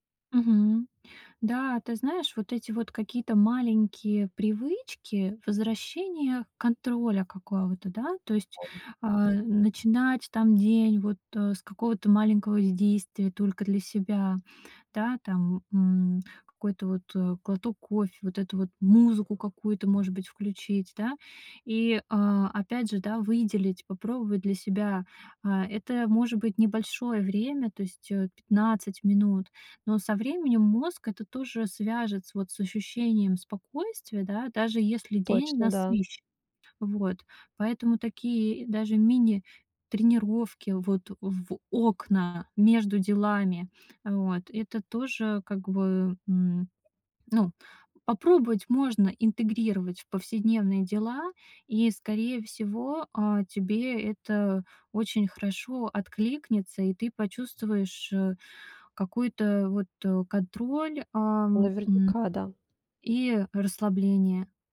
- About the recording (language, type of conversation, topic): Russian, advice, Как справиться с постоянным напряжением и невозможностью расслабиться?
- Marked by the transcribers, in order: unintelligible speech